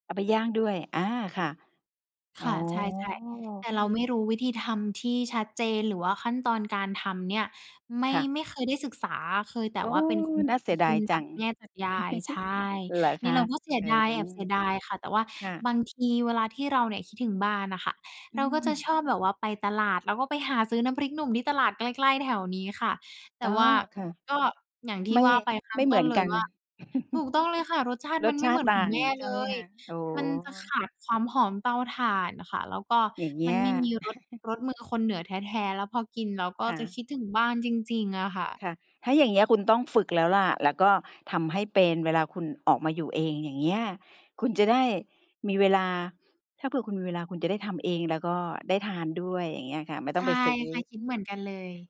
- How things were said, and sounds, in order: chuckle; chuckle; chuckle
- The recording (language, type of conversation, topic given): Thai, podcast, อาหารหรือกลิ่นอะไรที่ทำให้คุณคิดถึงบ้านมากที่สุด และช่วยเล่าให้ฟังหน่อยได้ไหม?